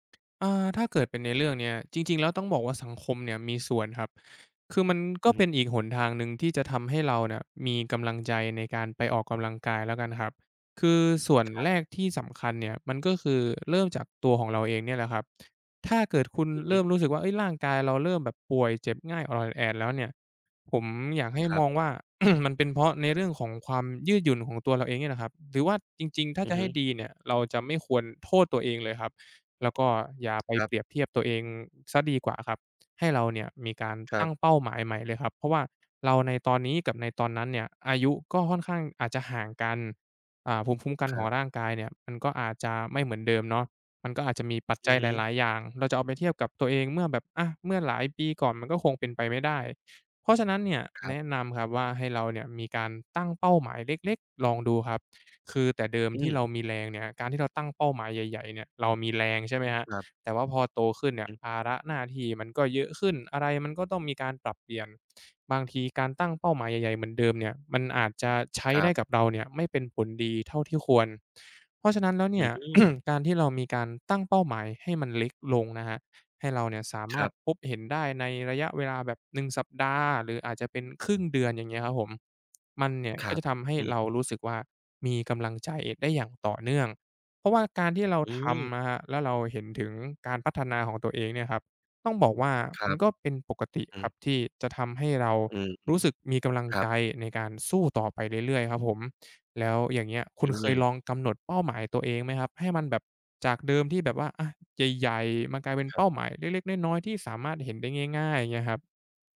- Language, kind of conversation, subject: Thai, advice, ทำอย่างไรดีเมื่อฉันไม่มีแรงจูงใจที่จะออกกำลังกายอย่างต่อเนื่อง?
- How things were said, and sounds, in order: tapping; other background noise; other noise; throat clearing; throat clearing